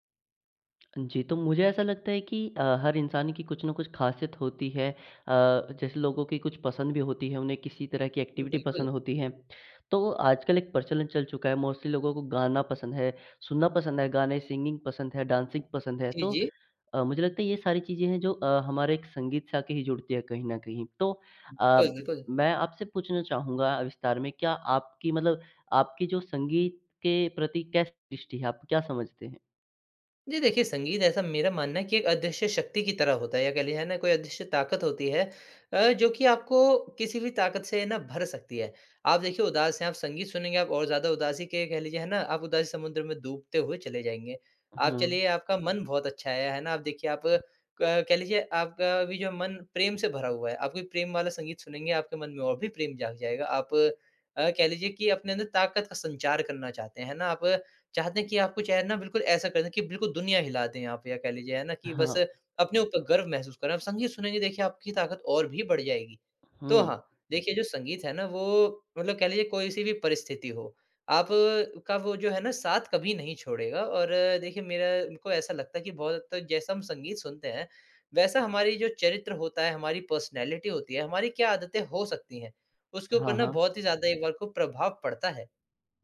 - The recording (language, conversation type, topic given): Hindi, podcast, तुम्हारी संगीत पहचान कैसे बनती है, बताओ न?
- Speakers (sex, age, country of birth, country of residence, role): male, 18-19, India, India, host; male, 20-24, India, India, guest
- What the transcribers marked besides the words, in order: tapping; in English: "एक्टिविटी"; in English: "मोस्टली"; in English: "सिंगिंग"; in English: "डांसिंग"; other background noise; in English: "पर्सनालिटी"